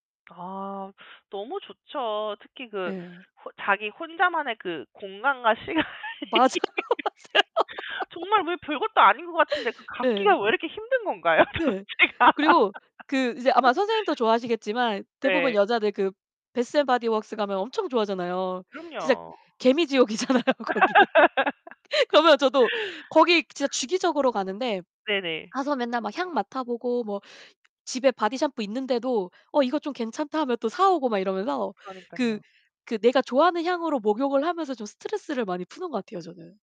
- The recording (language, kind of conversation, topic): Korean, unstructured, 일상 속에서 나를 행복하게 만드는 작은 순간은 무엇인가요?
- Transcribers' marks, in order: laughing while speaking: "시간이"; laugh; laughing while speaking: "맞아요, 맞아요"; other background noise; laughing while speaking: "도대체가"; laughing while speaking: "개미지옥이잖아요. 거기"; laugh